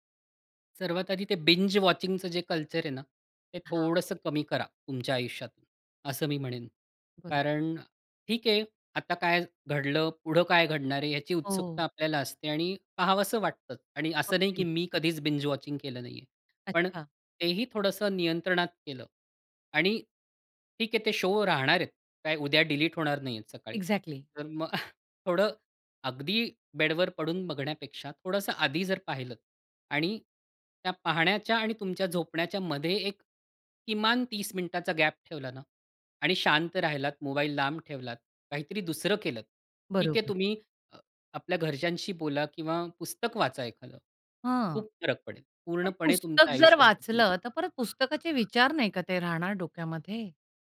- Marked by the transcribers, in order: in English: "बिंज वॉचिंगचं"; in English: "बिंज वॉचिंग"; in English: "शो"; in English: "एक्झॅक्टली"; chuckle; other background noise; bird; tapping
- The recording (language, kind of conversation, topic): Marathi, podcast, रात्री झोपायला जाण्यापूर्वी तुम्ही काय करता?